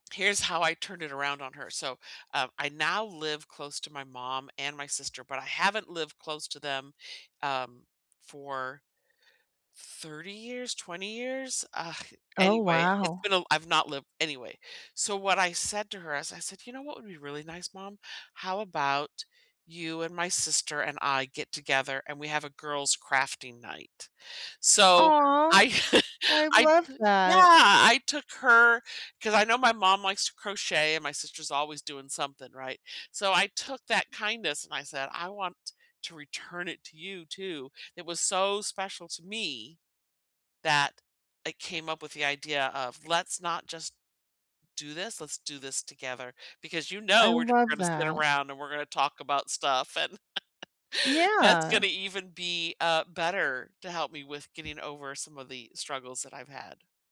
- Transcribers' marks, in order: other background noise; chuckle; laugh
- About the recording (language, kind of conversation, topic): English, unstructured, What is a kind thing someone has done for you recently?
- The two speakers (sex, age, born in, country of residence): female, 45-49, United States, United States; female, 60-64, United States, United States